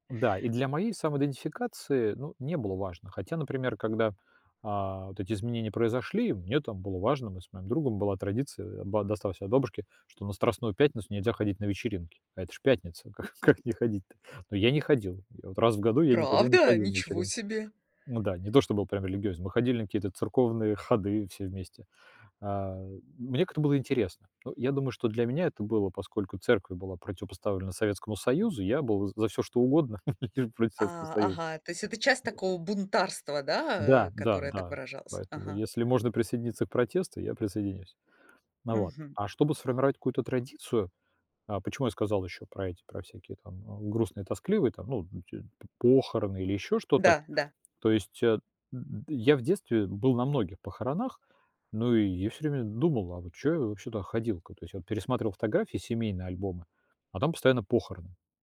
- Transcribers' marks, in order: tapping; surprised: "Правда? Ничего себе!"; chuckle; other background noise; other noise
- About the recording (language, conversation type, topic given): Russian, podcast, Как вы реагируете, если дети не хотят следовать традициям?